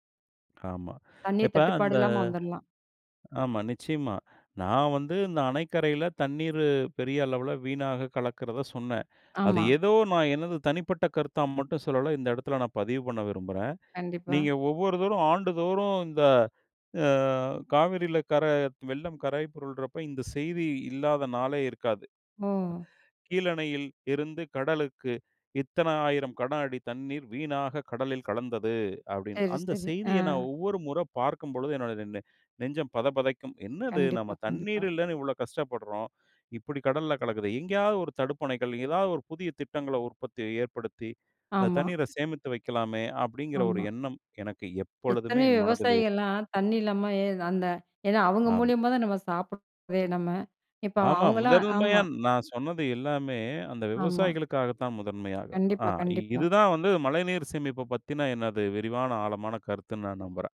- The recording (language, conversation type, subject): Tamil, podcast, மழைநீரை எளிதாகச் சேமிக்க என்ன செய்ய வேண்டும்?
- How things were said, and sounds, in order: "கன" said as "கட"